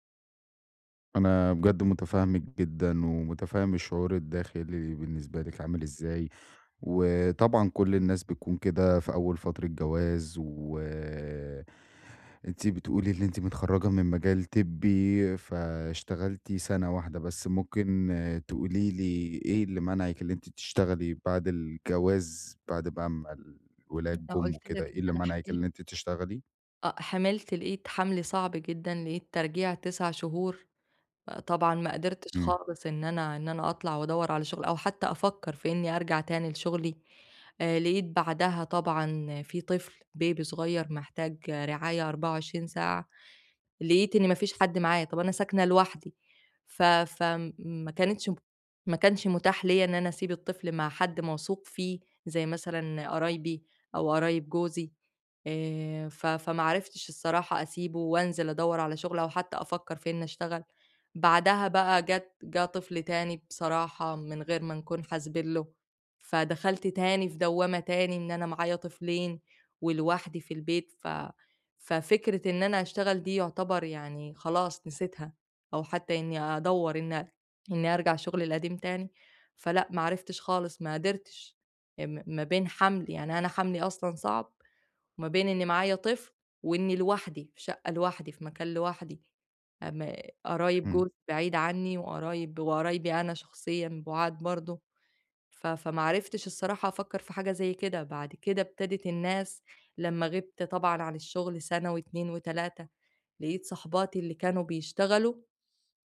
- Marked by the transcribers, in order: tapping; in English: "Baby"
- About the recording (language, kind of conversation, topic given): Arabic, advice, إزاي أبدأ أواجه الكلام السلبي اللي جوايا لما يحبطني ويخلّيني أشك في نفسي؟